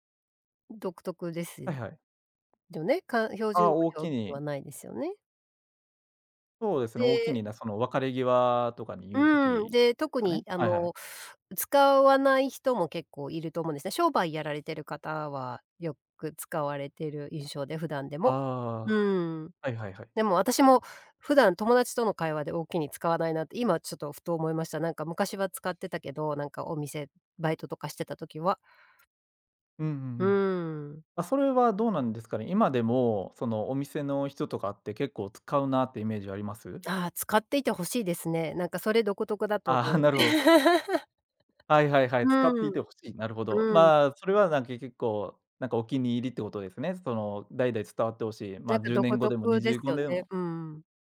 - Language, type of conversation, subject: Japanese, podcast, 故郷の方言や言い回しで、特に好きなものは何ですか？
- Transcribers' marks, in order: laugh